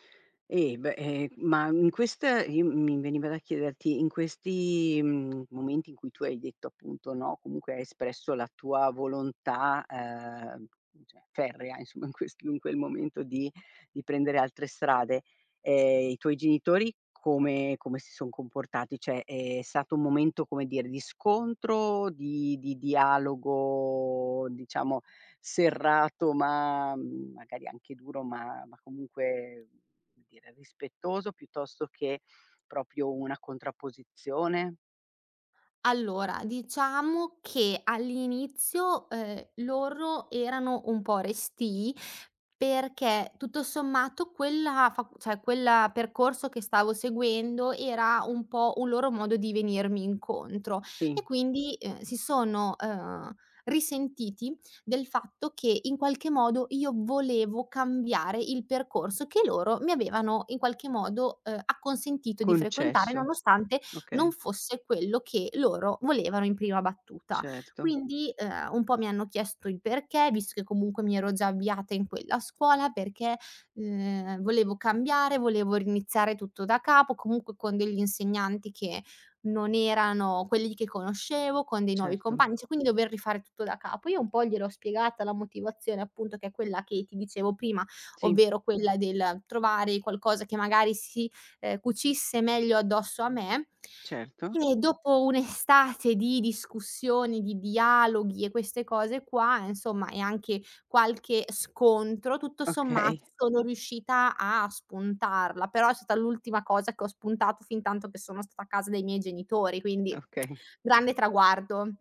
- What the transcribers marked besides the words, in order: "proprio" said as "propio"; "cioè" said as "ceh"; sigh; laughing while speaking: "Okay"; laughing while speaking: "Okay"; lip smack
- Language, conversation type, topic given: Italian, podcast, Quando hai detto “no” per la prima volta, com’è andata?
- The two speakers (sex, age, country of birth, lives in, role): female, 25-29, Italy, Italy, guest; female, 50-54, Italy, Italy, host